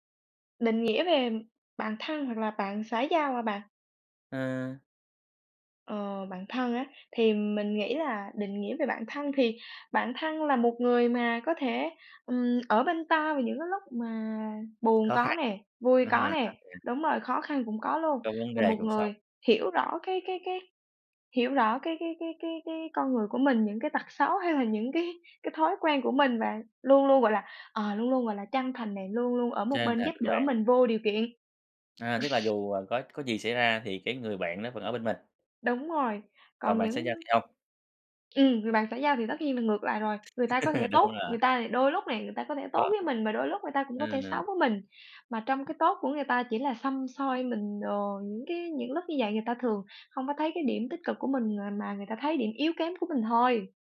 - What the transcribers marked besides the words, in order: tapping; unintelligible speech; chuckle; laugh
- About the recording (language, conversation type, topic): Vietnamese, podcast, Bạn có thể kể về vai trò của tình bạn trong đời bạn không?